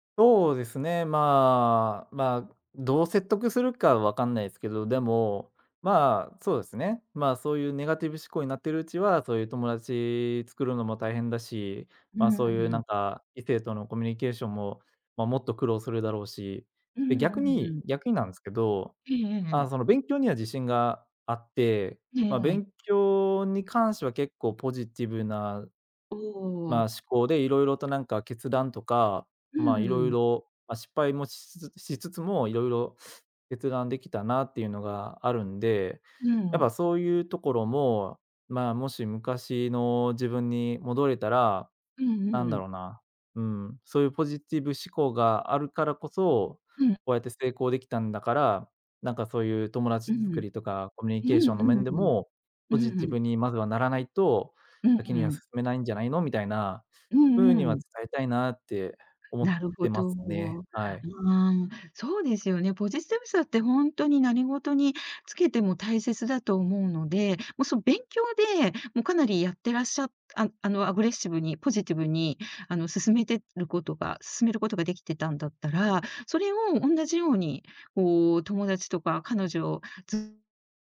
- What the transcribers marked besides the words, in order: none
- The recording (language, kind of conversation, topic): Japanese, podcast, 若い頃の自分に、今ならどんなことを伝えたいですか？